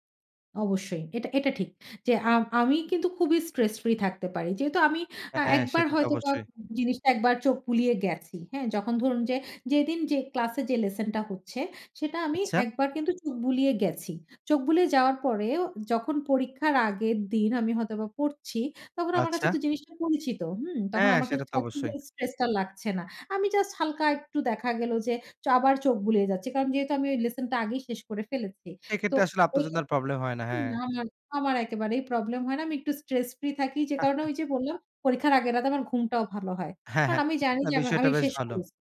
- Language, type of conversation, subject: Bengali, podcast, ছাত্র হিসেবে তুমি কি পরীক্ষার আগে রাত জেগে পড়তে বেশি পছন্দ করো, নাকি নিয়মিত রুটিন মেনে পড়াশোনা করো?
- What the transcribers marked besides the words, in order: chuckle; chuckle